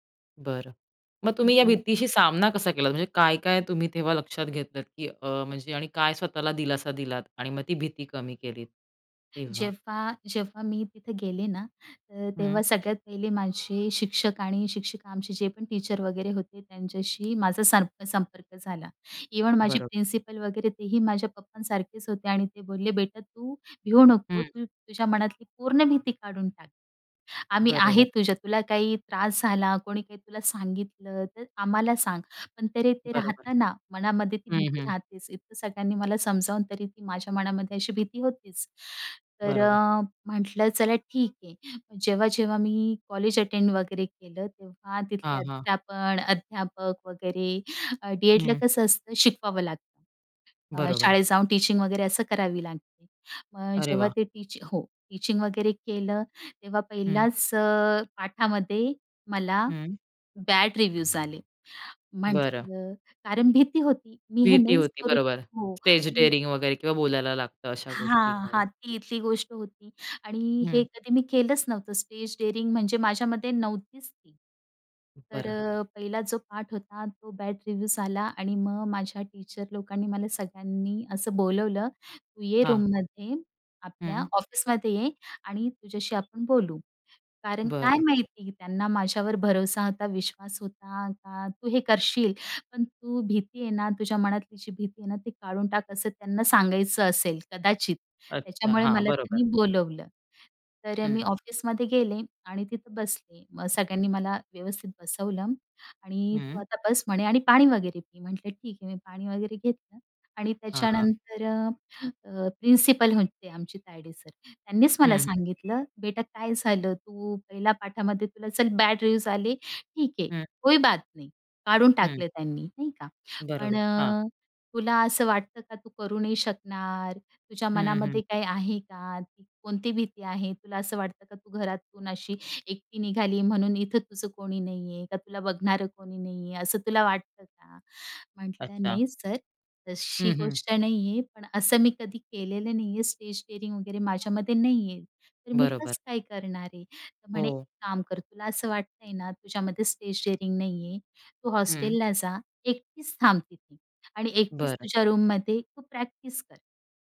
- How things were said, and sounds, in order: door; horn; in English: "टीचर"; in English: "इव्हन"; in English: "प्रिन्सिपल"; in English: "कॉलेज अटेंड"; in English: "डी-एडला"; other background noise; in English: "टीचिंग"; in English: "टीच"; in English: "टीचिंग"; in English: "बॅड रिव्यूज"; in English: "स्टेज डेयरिंग"; in English: "स्टेज डेअरिंग"; in English: "बॅड रिव्ह्यू"; in English: "टीचर"; in English: "रूममध्ये"; in English: "प्रिन्सिपल"; in English: "बॅड रिव्युज"; in Hindi: "कोई बात नही"; in English: "स्टेज डेअरिंग"; in English: "स्टेज डेअरिंग"; in English: "हॉस्टेलला"; in English: "रूममध्ये"; in English: "प्रॅक्टिस"
- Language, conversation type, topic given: Marathi, podcast, मनातली भीती ओलांडून नवा परिचय कसा उभा केला?